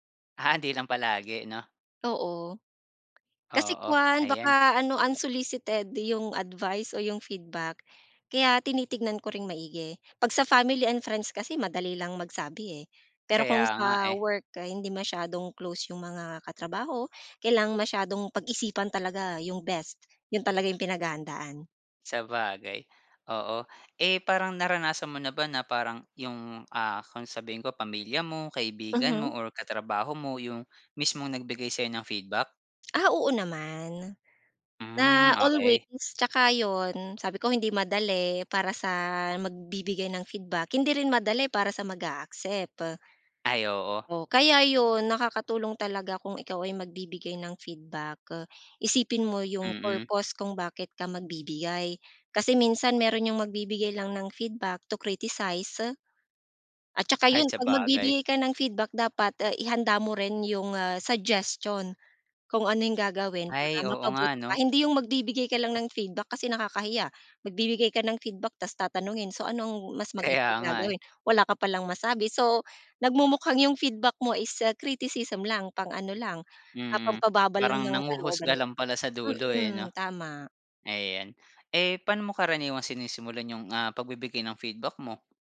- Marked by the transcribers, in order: in English: "unsolicited"; in English: "family and friends"; in English: "feedback to criticize"; laughing while speaking: "Kaya"
- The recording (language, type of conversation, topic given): Filipino, podcast, Paano ka nagbibigay ng puna nang hindi nasasaktan ang loob ng kausap?